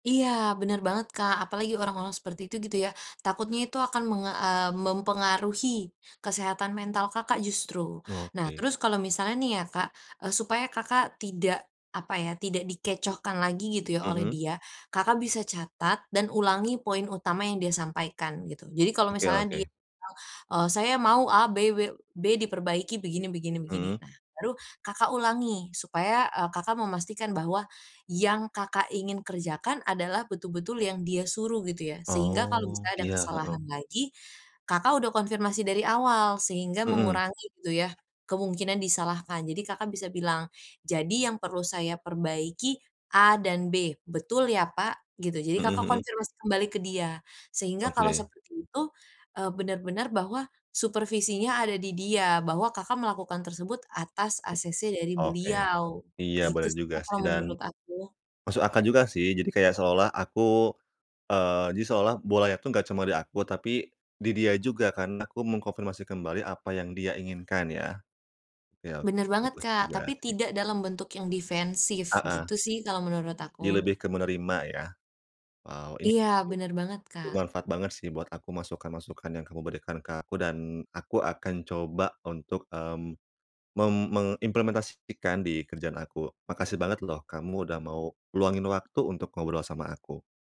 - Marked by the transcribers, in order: tapping; unintelligible speech
- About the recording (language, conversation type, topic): Indonesian, advice, Bagaimana cara menerima kritik konstruktif dengan kepala dingin tanpa merasa tersinggung?